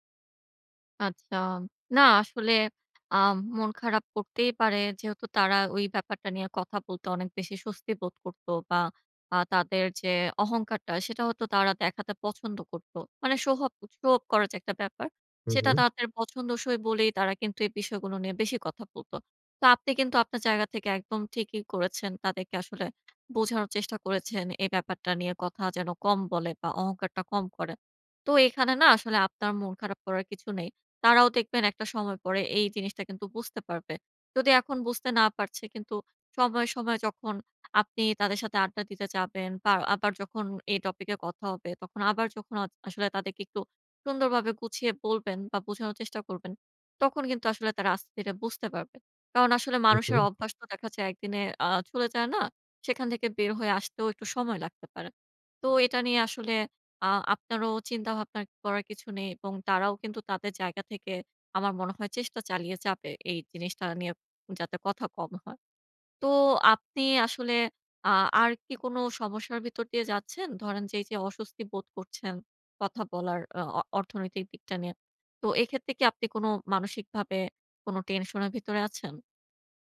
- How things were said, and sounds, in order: in English: "সো অফ"; tapping; "আস্তে ধিরে" said as "আস্তিটা"; in English: "টেনশন"
- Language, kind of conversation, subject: Bengali, advice, অর্থ নিয়ে কথোপকথন শুরু করতে আমার অস্বস্তি কাটাব কীভাবে?